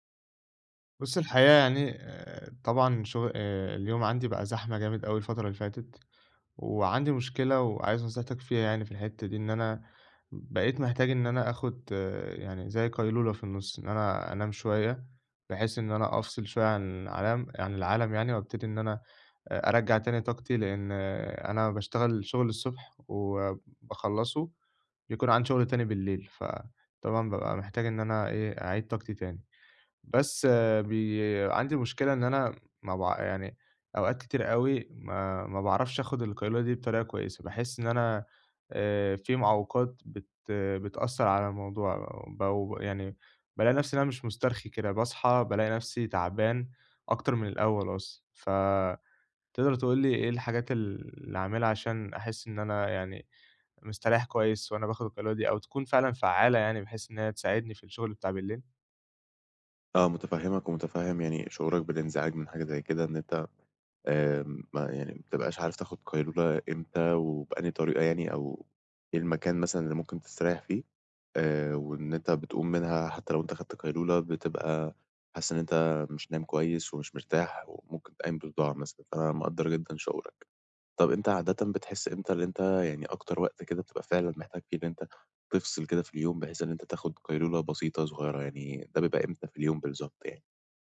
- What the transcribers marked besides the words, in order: other background noise
- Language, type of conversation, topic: Arabic, advice, إزاي أختار مكان هادي ومريح للقيلولة؟